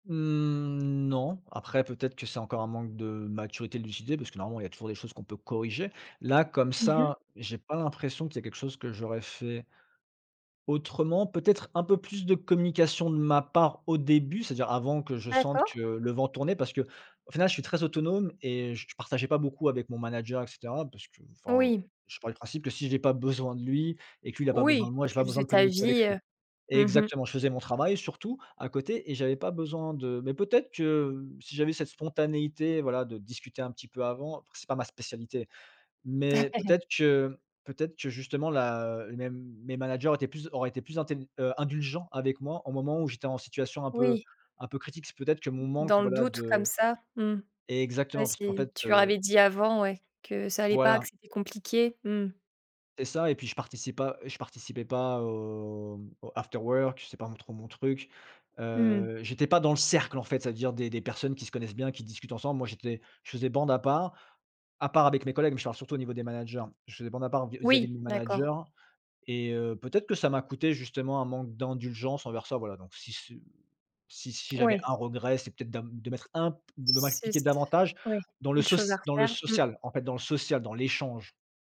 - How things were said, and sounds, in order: drawn out: "Mmh"; stressed: "corriger"; stressed: "besoin"; stressed: "Exactement"; laugh; drawn out: "aux"; stressed: "cercle"; tapping; stressed: "l'échange"
- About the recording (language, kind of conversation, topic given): French, podcast, Comment décides-tu de quitter ton emploi ?